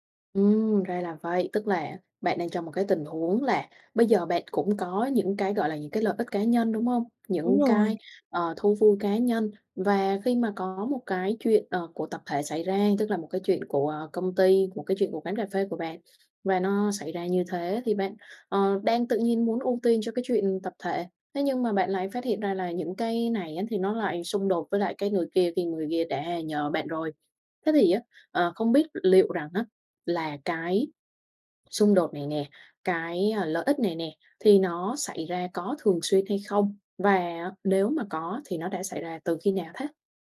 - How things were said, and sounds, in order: other background noise; tapping
- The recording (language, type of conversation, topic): Vietnamese, advice, Làm thế nào để cân bằng lợi ích cá nhân và lợi ích tập thể ở nơi làm việc?